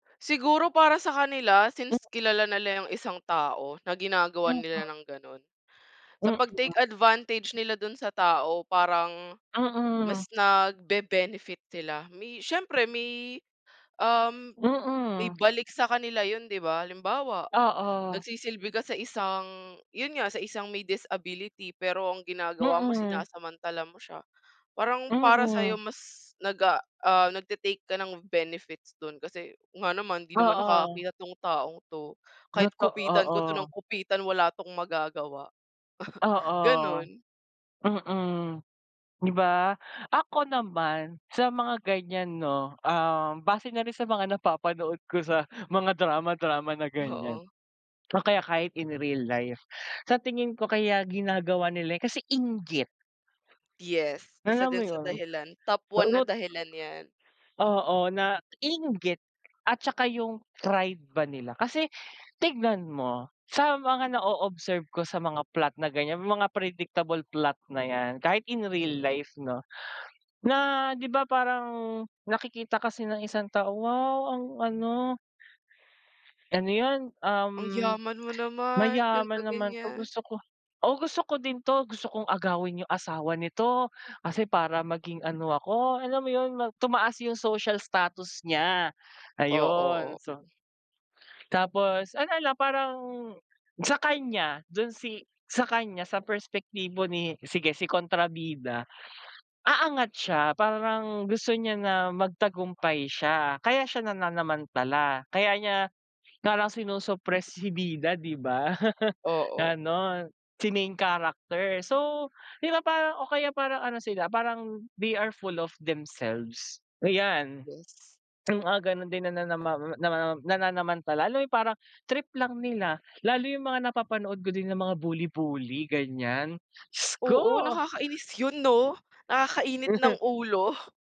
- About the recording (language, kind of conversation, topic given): Filipino, unstructured, Bakit sa tingin mo may mga taong nananamantala sa kapwa?
- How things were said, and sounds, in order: tapping; other background noise; chuckle; in English: "they are full of themselves"